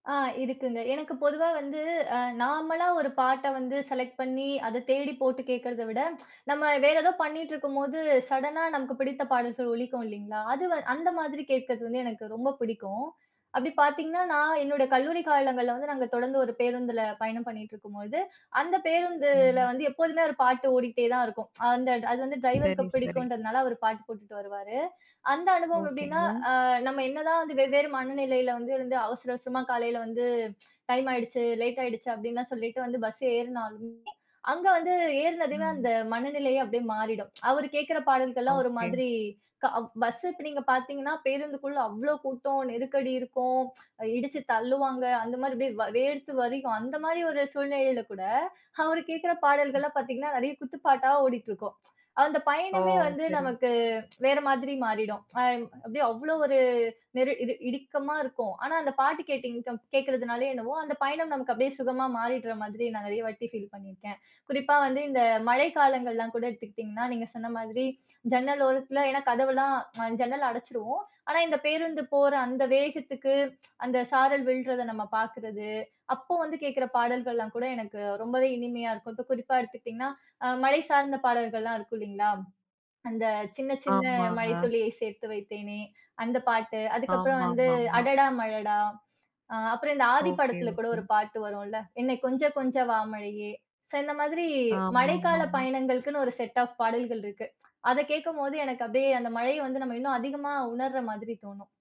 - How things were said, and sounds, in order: tsk; tsk; other noise; inhale; tsk; other background noise; tsk; tsk; "வழியும்" said as "வதிகும்"; laughing while speaking: "அவரு கேக்குற"; tsk; "இறுக்கமா" said as "இடிக்கமா"; tsk; tsk; drawn out: "மாதிரி"; tapping
- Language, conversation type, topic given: Tamil, podcast, பயணத்தில் நீங்கள் திரும்பத் திரும்பக் கேட்கும் பாடல் எது?